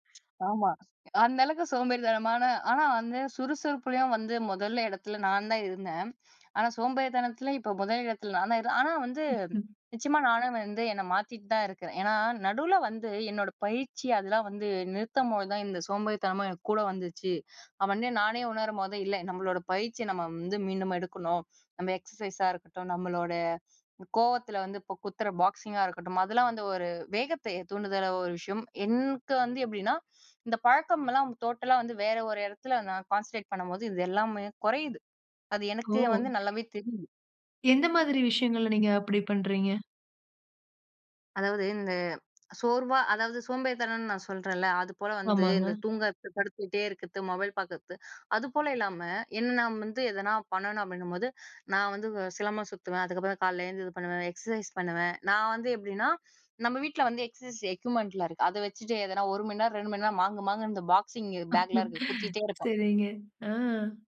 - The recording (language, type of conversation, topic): Tamil, podcast, விட வேண்டிய பழக்கத்தை எப்படி நிறுத்தினீர்கள்?
- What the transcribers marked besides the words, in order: other noise; other background noise; laugh